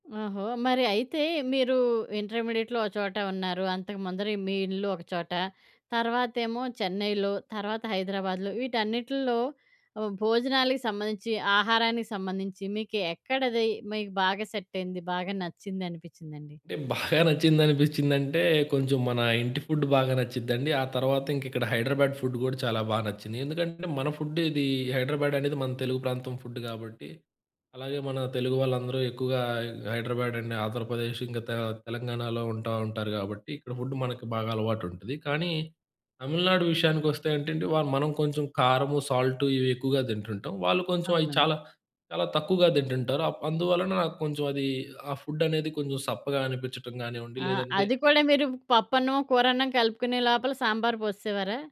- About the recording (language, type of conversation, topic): Telugu, podcast, వేరొక నగరానికి వెళ్లి అక్కడ స్థిరపడినప్పుడు మీకు ఎలా అనిపించింది?
- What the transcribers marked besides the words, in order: in English: "ఇంటర్మీడియేట్‌లో"; in English: "ఫుడ్"; in English: "ఫుడ్"; in English: "ఫుడ్"; in English: "అండ్"; tapping; in English: "ఫుడ్"